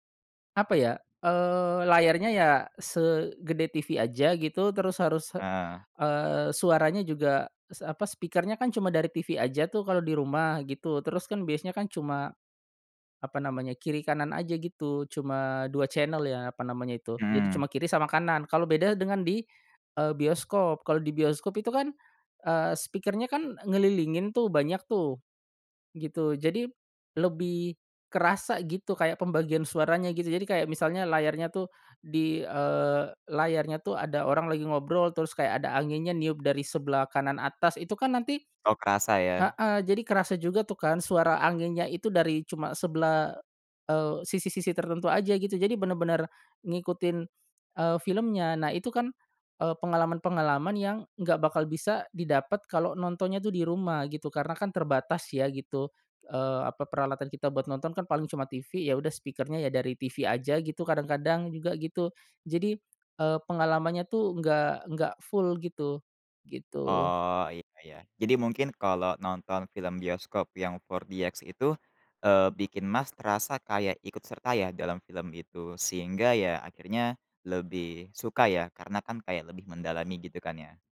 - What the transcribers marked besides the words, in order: in English: "speaker-nya"; in English: "channel"; in English: "speaker-nya"; in English: "speaker-nya"; other weather sound; in English: "4DX"
- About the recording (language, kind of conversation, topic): Indonesian, podcast, Bagaimana pengalamanmu menonton film di bioskop dibandingkan di rumah?